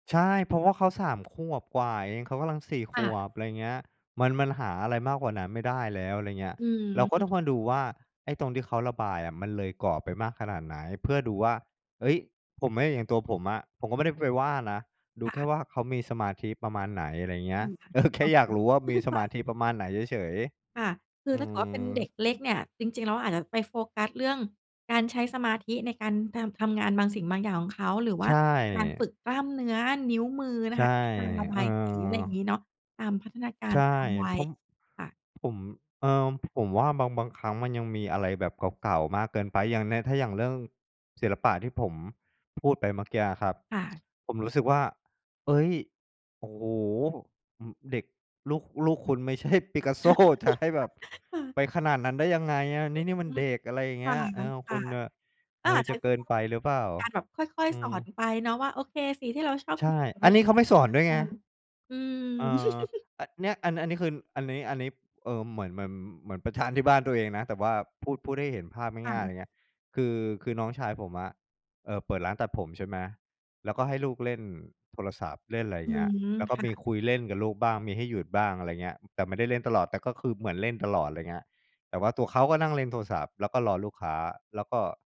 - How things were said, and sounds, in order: other noise; laughing while speaking: "เออ แค่"; other background noise; laughing while speaking: "ไม่ใช่ ปิกาโซ"; chuckle; unintelligible speech; chuckle
- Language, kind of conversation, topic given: Thai, podcast, บทบาทของพ่อกับแม่ในครอบครัวยุคนี้ควรเป็นอย่างไร?